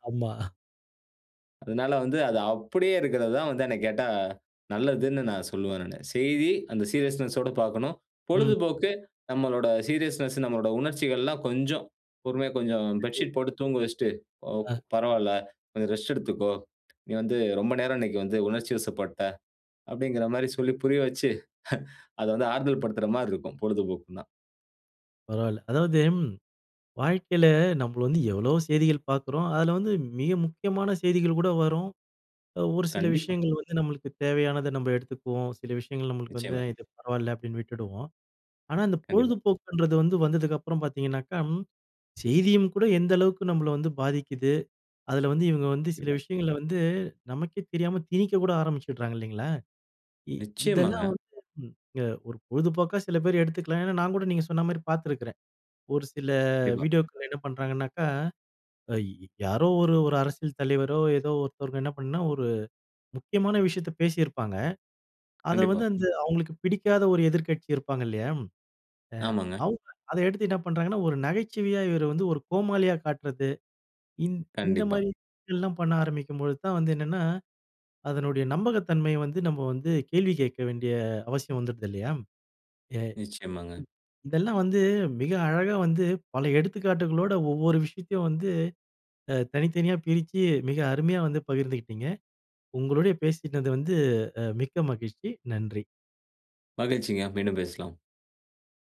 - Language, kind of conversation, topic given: Tamil, podcast, செய்திகளும் பொழுதுபோக்கும் ஒன்றாக கலந்தால் அது நமக்கு நல்லதா?
- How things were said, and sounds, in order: "நம்ம" said as "நம்மள"